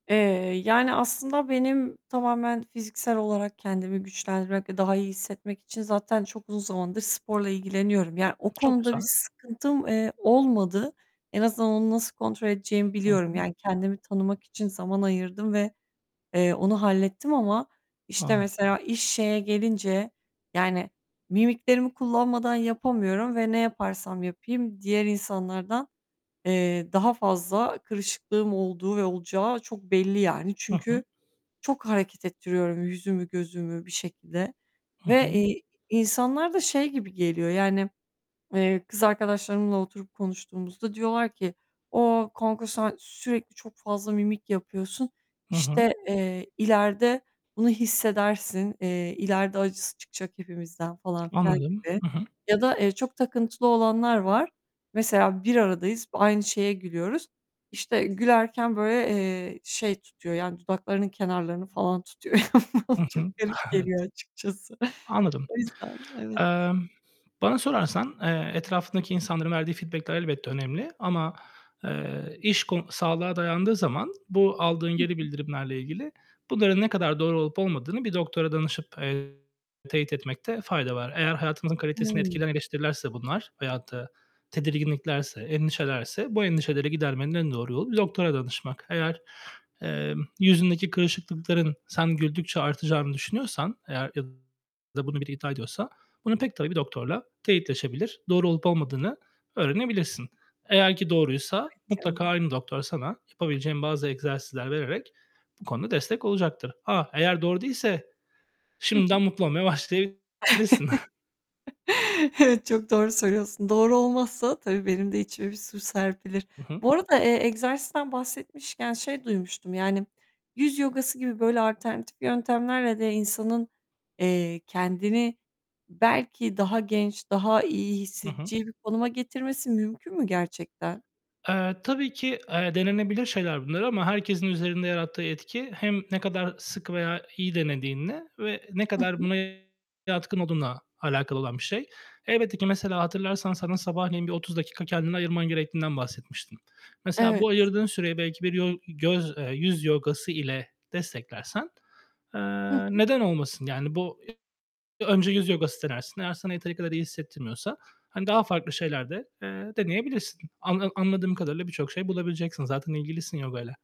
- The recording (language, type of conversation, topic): Turkish, advice, Görünüşe dair güzellik ve yaşlanma baskısı hakkında nasıl hissediyorsun?
- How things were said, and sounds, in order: tapping; other background noise; distorted speech; static; laughing while speaking: "Yani, bana"; laughing while speaking: "Evet"; in English: "feedback'ler"; chuckle; giggle; unintelligible speech